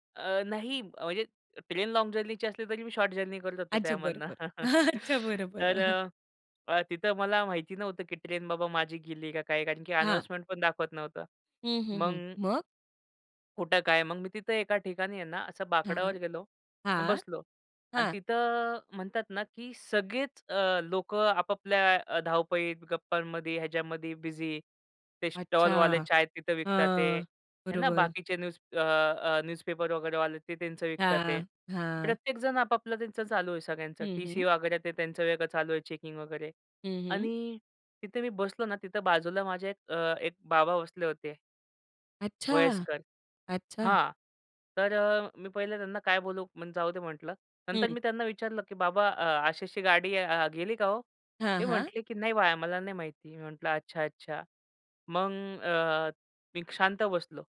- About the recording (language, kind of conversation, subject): Marathi, podcast, स्टेशनवर अनोळखी व्यक्तीशी झालेल्या गप्पांमुळे तुमच्या विचारांत किंवा निर्णयांत काय बदल झाला?
- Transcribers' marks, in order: in English: "लाँग जर्नीची"; in English: "शॉर्ट जर्नी"; laughing while speaking: "अच्छा. बरं, बरं"; laughing while speaking: "त्यामधुन"; "कुठं" said as "खुठं"; "बाकड्यावर" said as "बाकडावर"; in English: "न्यूज"; in English: "न्यूजपेपर"; in English: "चेकिंग"